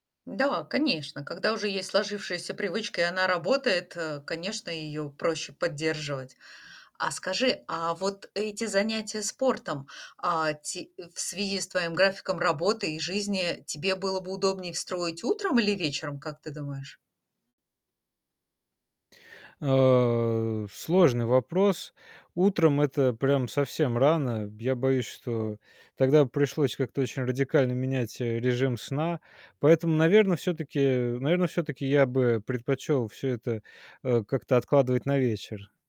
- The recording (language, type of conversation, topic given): Russian, advice, Как мне начать регулярно тренироваться, если я постоянно откладываю занятия?
- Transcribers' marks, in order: tapping